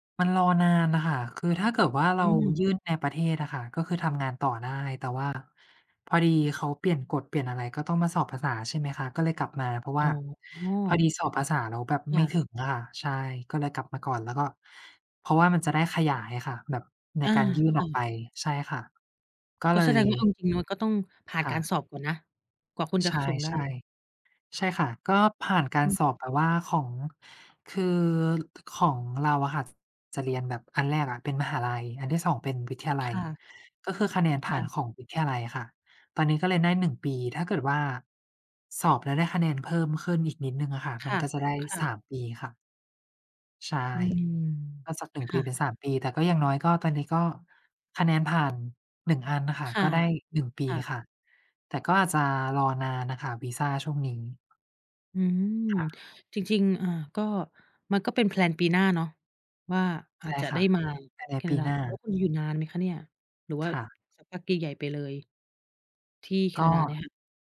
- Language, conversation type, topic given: Thai, unstructured, คุณอยากทำอะไรให้สำเร็จในปีหน้า?
- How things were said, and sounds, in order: other background noise; tapping; in English: "แพลน"